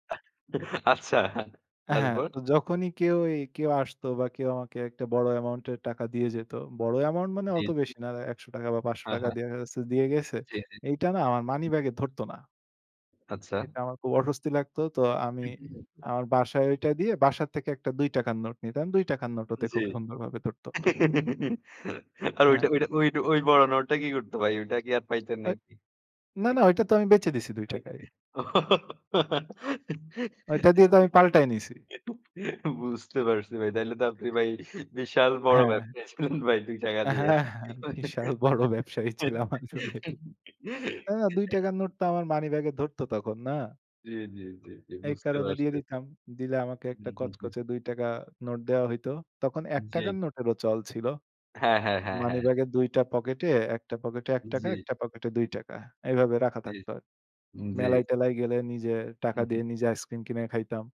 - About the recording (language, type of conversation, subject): Bengali, unstructured, স্বপ্ন পূরণের জন্য টাকা জমানোর অভিজ্ঞতা আপনার কেমন ছিল?
- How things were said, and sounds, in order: laughing while speaking: "আচ্ছা, তারপর?"; unintelligible speech; laugh; laughing while speaking: "আর ঐটা, ঐটা, ঐটা ওই বড় নোটটা কি করত ভাই?"; laugh; unintelligible speech; laughing while speaking: "বুঝতে পারছি ভাই। তাইলে তো … দুই টাকা দিয়ে"; laugh